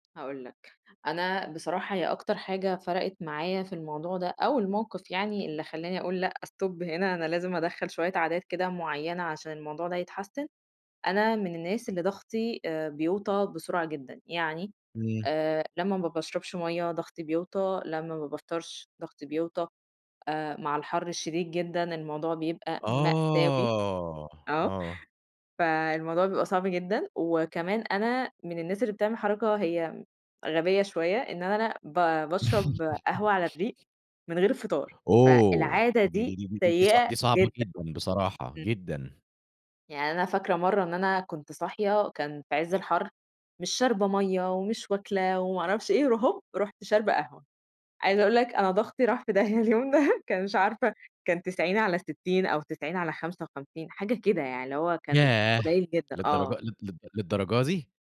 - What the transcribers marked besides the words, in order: in English: "stop"; chuckle; laughing while speaking: "راح في داهية اليوم ده"
- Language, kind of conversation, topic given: Arabic, podcast, إيه العادات الصغيرة اللي خلّت يومك أحسن؟